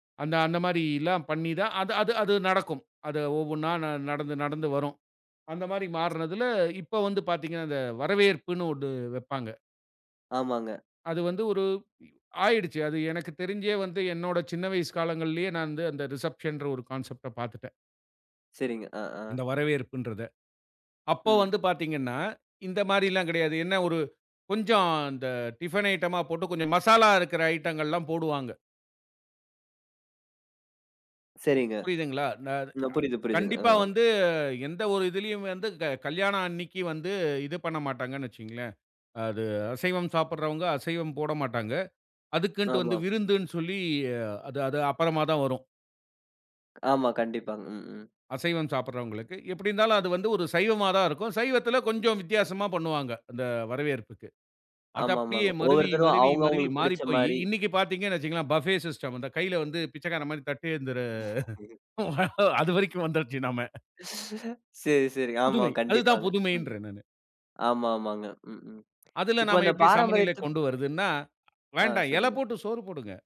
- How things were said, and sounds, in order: in English: "ரிசப்ஷன்ற"; in English: "கான்செப்ட்ட"; other background noise; other noise; drawn out: "வந்து"; drawn out: "சொல்லி"; in English: "பஃபே சிஸ்டம்"; chuckle; laughing while speaking: "சரி, சரிங்க. ஆமா. கண்டிப்பாங்க"; drawn out: "தட்டேந்துற"; laughing while speaking: "அது வரைக்கும் வந்துருச்சு நாம"
- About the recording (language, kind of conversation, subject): Tamil, podcast, பாரம்பரியம் மற்றும் புதுமை இடையே நீ எவ்வாறு சமநிலையை பெறுவாய்?